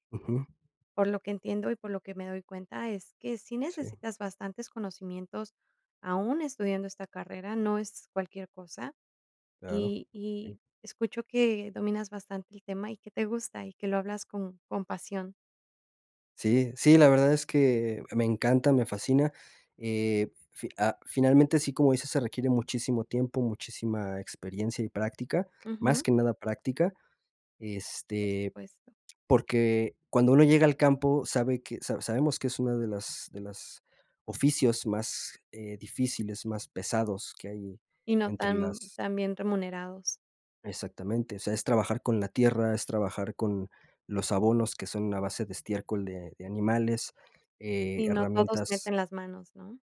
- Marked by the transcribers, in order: none
- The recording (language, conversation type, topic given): Spanish, podcast, ¿Qué decisión cambió tu vida?
- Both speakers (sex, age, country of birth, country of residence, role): female, 40-44, Mexico, Mexico, host; male, 30-34, Mexico, Mexico, guest